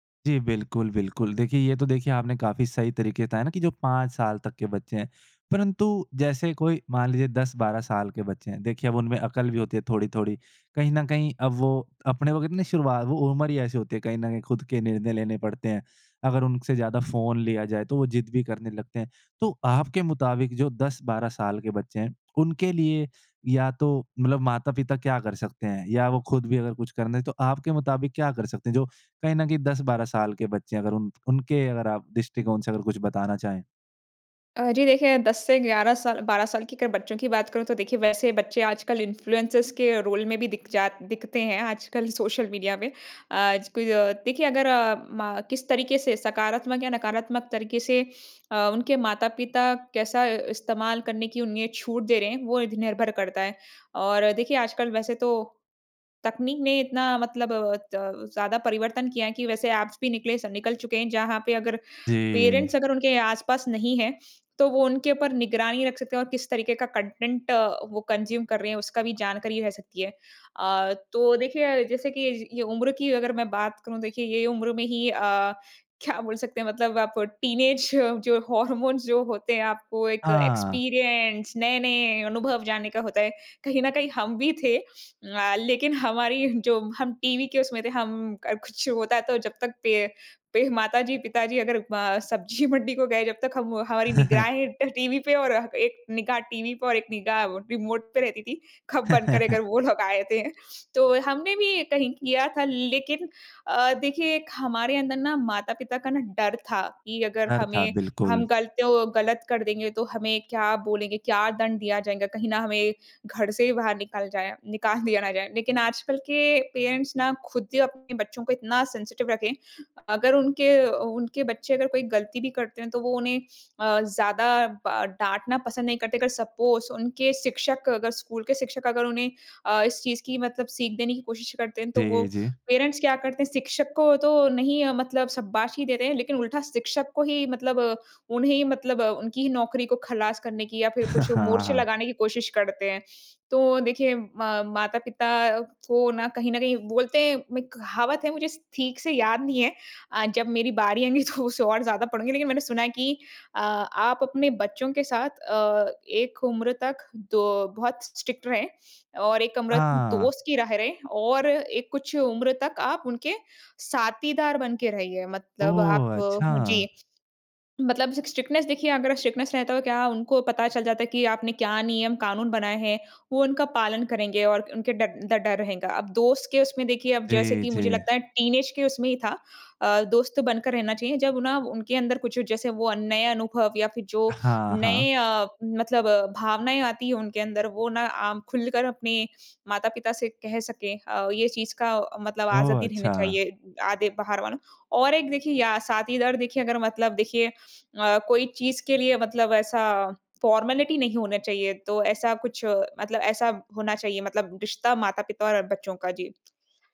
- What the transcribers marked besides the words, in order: other noise; in English: "इन्फ़लुएनसर्स"; in English: "पेरेंट्स"; in English: "कंटेंट"; in English: "कंज़्यूम"; laughing while speaking: "क्या बोल सकते हैं ?"; in English: "टीनेज"; laughing while speaking: "हॉर्मोन्स"; in English: "हॉर्मोन्स"; in English: "एक्सपीरियंस"; laughing while speaking: "कुछ होता तो"; laughing while speaking: "सब्ज़ी मंडी को गए जब … टीवी पे और"; chuckle; chuckle; laughing while speaking: "कब बंद करें अगर वो लोग आए ते हैं?"; laughing while speaking: "निकाल दिया ना जाए"; in English: "पेरेंट्स"; in English: "सेंसिटिव"; in English: "सपोज़"; in English: "पेरेंट्स"; chuckle; laughing while speaking: "तो उसे"; in English: "स्ट्रिक्ट"; in English: "स्ट्रिक्टनेस"; in English: "स्ट्रिक्टनेस"; in English: "टीनेज"; in English: "फॉर्मेलिटी"; other background noise
- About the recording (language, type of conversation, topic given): Hindi, podcast, बच्चों के स्क्रीन समय पर तुम क्या सलाह दोगे?